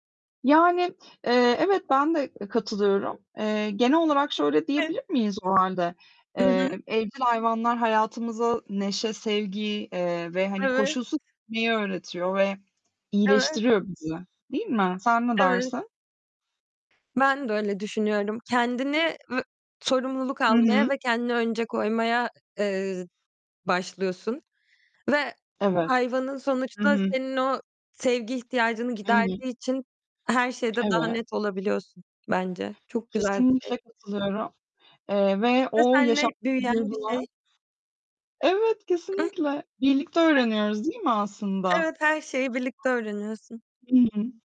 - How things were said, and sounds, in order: other background noise; distorted speech; static; tapping; unintelligible speech
- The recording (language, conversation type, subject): Turkish, unstructured, Bir hayvanın hayatımıza kattığı en güzel şey nedir?
- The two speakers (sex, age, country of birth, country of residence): female, 25-29, Turkey, Netherlands; female, 30-34, Turkey, Mexico